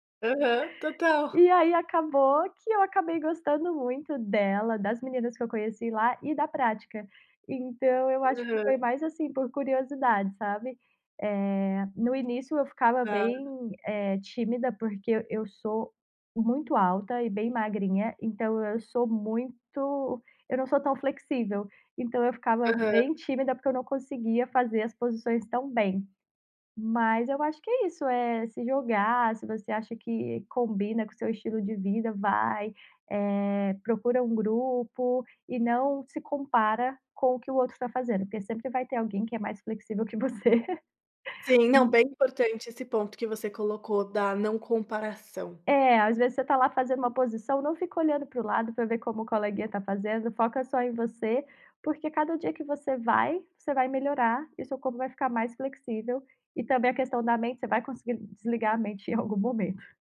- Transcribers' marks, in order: other background noise; tapping; chuckle
- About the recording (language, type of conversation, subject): Portuguese, podcast, Que atividade ao ar livre te recarrega mais rápido?